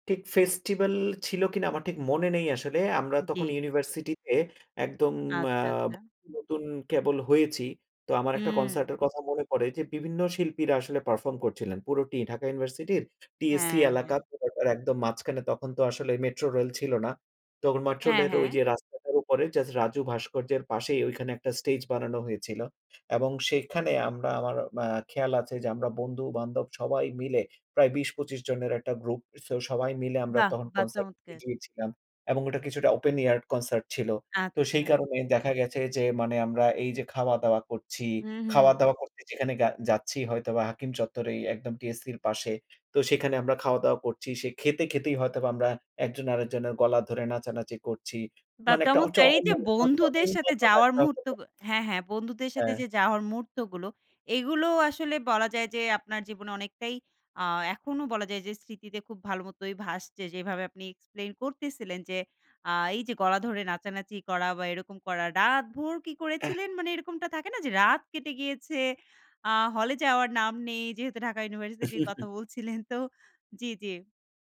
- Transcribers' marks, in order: in English: "ফেস্টিভাল"; "মেট্রো রেল" said as "মাট্রোলের"; unintelligible speech; unintelligible speech; other background noise; chuckle; laughing while speaking: "কথা বলছিলেন তো"
- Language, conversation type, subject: Bengali, podcast, ফেস্টিভ্যালের আমেজ আর একক কনসার্ট—তুমি কোনটা বেশি পছন্দ করো?